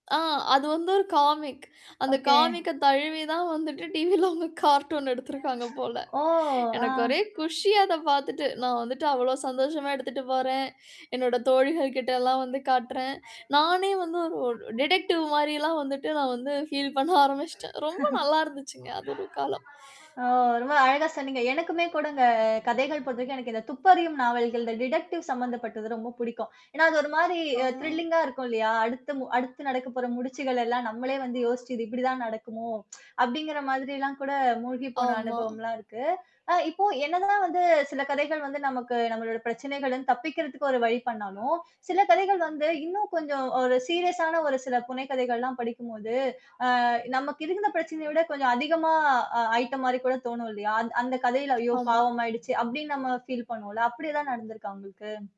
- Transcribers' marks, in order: in English: "காமிக்"; in English: "காமிக்க"; other background noise; in English: "ஓகே"; in English: "டிவில"; laughing while speaking: "அவங்க"; other noise; in English: "கார்ட்டூன"; in English: "டிடெக்டிவ்"; in English: "ஃபீல்"; laughing while speaking: "ஃபீல்"; laugh; in English: "நாவல்கள்"; in English: "டிடக்டிவ்"; in English: "த்ரில்லிங்கா"; tsk; distorted speech; in English: "சீரியஸ்"; in English: "ஃபீல்"
- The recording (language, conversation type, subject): Tamil, podcast, புனைகதைகள் உங்கள் பிரச்சனைகளிலிருந்து தப்பிக்க உங்களுக்கு உதவுகிறதா?